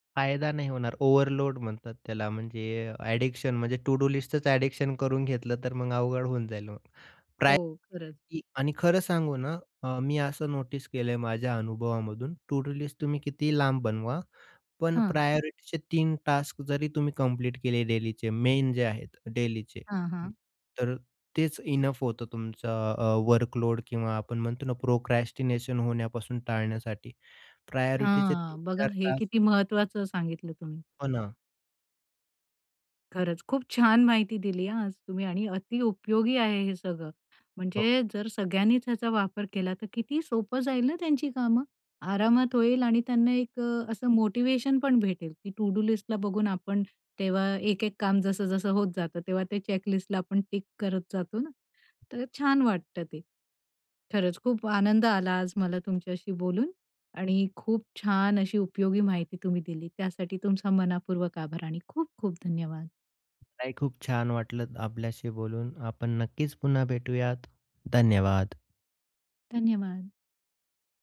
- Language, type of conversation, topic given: Marathi, podcast, प्रभावी कामांची यादी तुम्ही कशी तयार करता?
- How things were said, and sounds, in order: in English: "ओव्हरलोड"; in English: "ॲडिक्शन"; in English: "टू-डू लिस्टच ॲडिक्शन"; other background noise; in English: "प्रायोरिटी"; in English: "नोटीस"; in English: "टू-डू लिस्ट"; in English: "प्रायोरिटीचे"; in English: "टास्क"; in English: "डेलीचे मेन"; in English: "डेलीचे"; in English: "प्रोक्रास्टिनेशन"; in English: "प्रायोरिटीचे"; tapping; in English: "टू-डू लिस्टला"; in English: "चेक लिस्टला"; "वाटलं" said as "वाटलत"